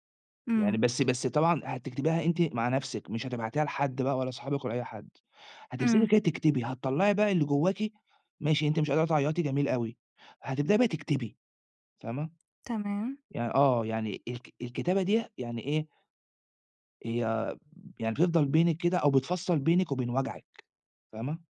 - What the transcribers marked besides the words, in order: none
- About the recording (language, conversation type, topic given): Arabic, advice, إزاي أتعامل مع حزن شديد بعد انفصال قريب ومش قادر/قادرة أبطل عياط؟